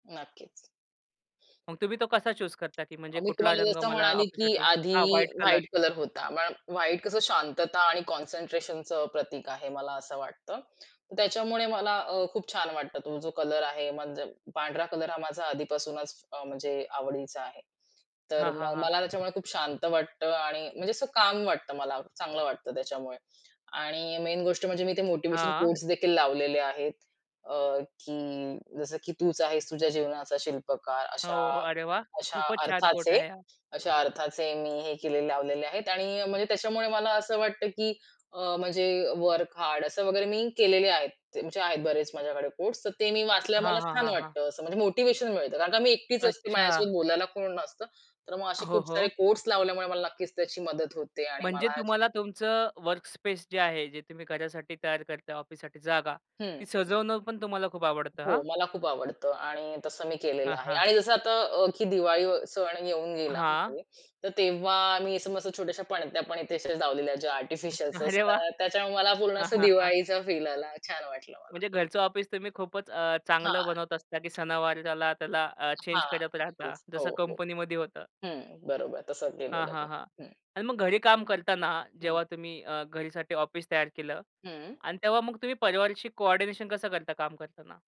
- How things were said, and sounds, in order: other noise; in English: "चूज"; tapping; in English: "काल्म"; in English: "मेन"; in English: "वर्कस्पेस"; other background noise
- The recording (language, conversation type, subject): Marathi, podcast, घरी कामासाठी सोयीस्कर कार्यालयीन जागा कशी तयार कराल?